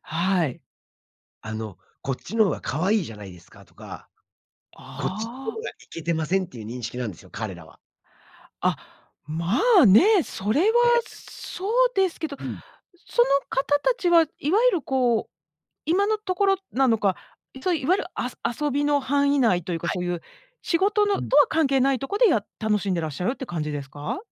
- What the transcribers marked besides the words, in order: none
- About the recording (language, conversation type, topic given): Japanese, podcast, 写真加工やフィルターは私たちのアイデンティティにどのような影響を与えるのでしょうか？